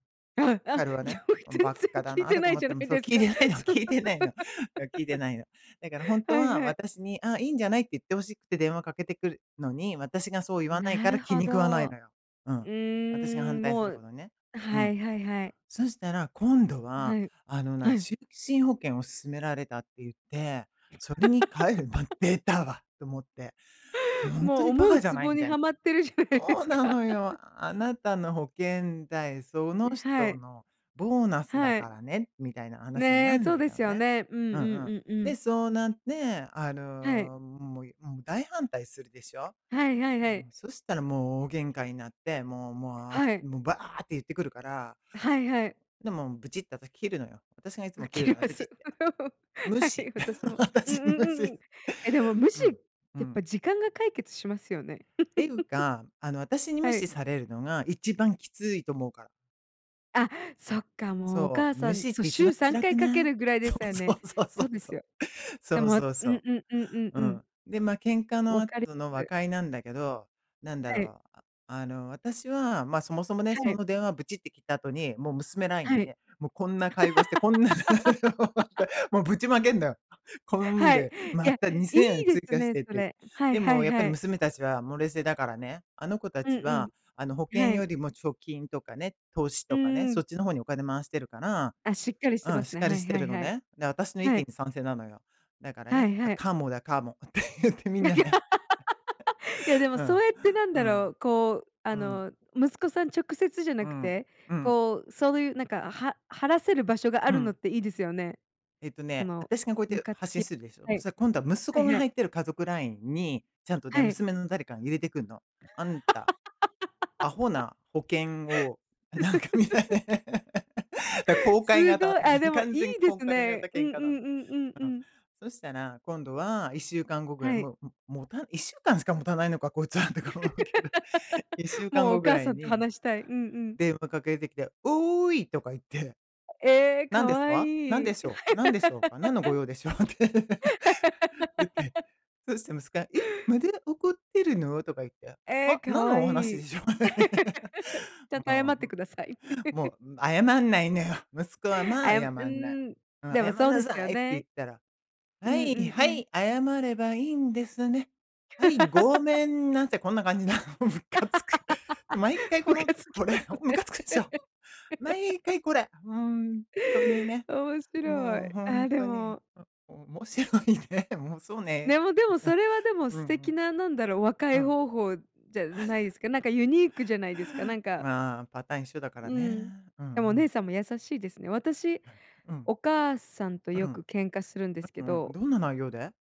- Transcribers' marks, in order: laughing while speaking: "よく、全然聞いてないじゃないですか"; laughing while speaking: "聞いてないの 聞いてないの"; laugh; laugh; laughing while speaking: "思うツボにはまってるじゃないですか"; laugh; laughing while speaking: "うけます。 はい"; laugh; laughing while speaking: "私が無視"; laugh; laughing while speaking: "そう そう そう そう そう"; laugh; laughing while speaking: "こんな内容だって"; laugh; laughing while speaking: "って言って"; laugh; laugh; laugh; laughing while speaking: "なんかみたいな"; laugh; laughing while speaking: "こいつはとか思うけど"; other background noise; laugh; laughing while speaking: "って言って"; put-on voice: "え、まだ怒ってるの？"; laugh; laugh; laughing while speaking: "お話でしょ？"; laugh; put-on voice: "はい はい、謝ればいいんですね、はい、ごめんなさい"; laugh; laugh; laughing while speaking: "ムカつきますね"; laughing while speaking: "こんな感じなの。ムカつく"; laugh; laughing while speaking: "お 面白いね"; chuckle
- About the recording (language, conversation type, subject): Japanese, unstructured, 家族とケンカした後、どうやって和解しますか？